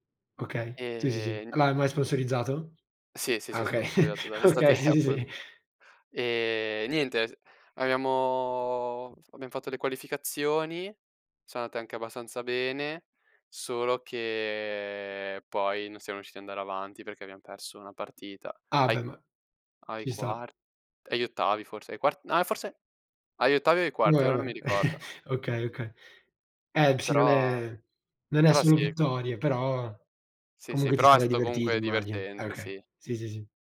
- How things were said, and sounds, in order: "sponsorizzato" said as "sponsoizato"; chuckle; laughing while speaking: "okay sì, sì, sì"; laughing while speaking: "Estathè"; "abbiamo-" said as "aviamo"; other background noise; "vabbè" said as "ueabe"; chuckle
- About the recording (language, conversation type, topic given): Italian, unstructured, Qual è il posto che ti ha fatto sentire più felice?